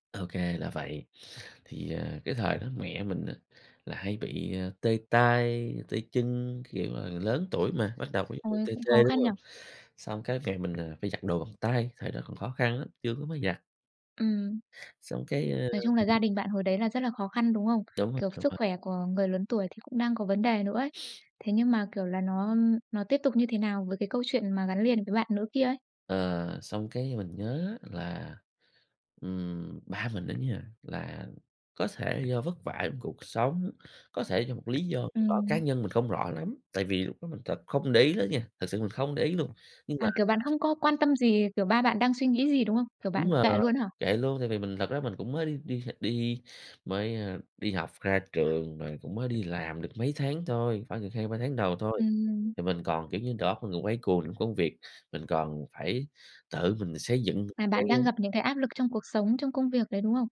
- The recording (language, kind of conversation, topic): Vietnamese, podcast, Bạn có kinh nghiệm nào về việc hàn gắn lại một mối quan hệ gia đình bị rạn nứt không?
- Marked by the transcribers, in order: tapping; other background noise; sniff